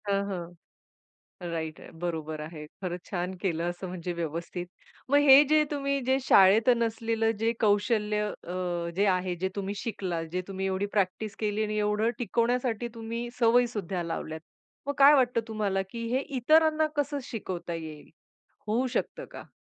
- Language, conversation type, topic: Marathi, podcast, शाळेत न शिकवलेली कोणती गोष्ट तुम्ही स्वतः कशी शिकली?
- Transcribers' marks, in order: in English: "राइट"; in English: "प्रॅक्टिस"